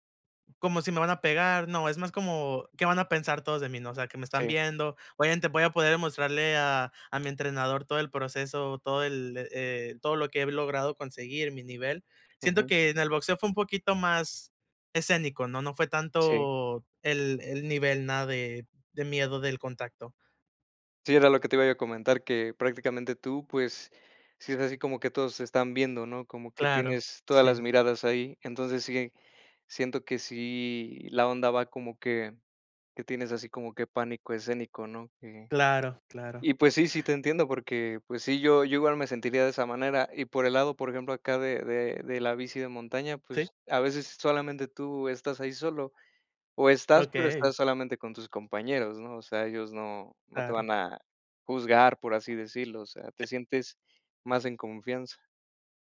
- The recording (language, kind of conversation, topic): Spanish, unstructured, ¿Te gusta pasar tiempo al aire libre?
- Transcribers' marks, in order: other background noise